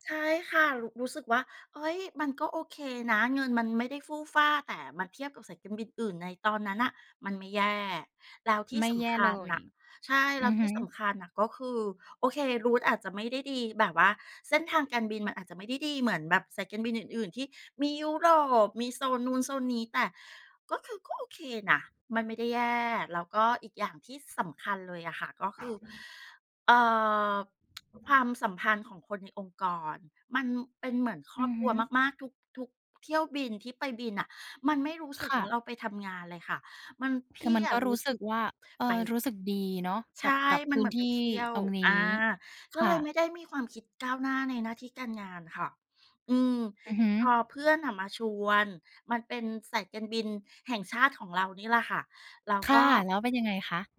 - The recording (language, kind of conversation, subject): Thai, podcast, คุณเคยตัดสินใจทำอะไรเพราะกลัวว่าคนอื่นจะคิดอย่างไรไหม?
- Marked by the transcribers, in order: in English: "route"; other background noise; tapping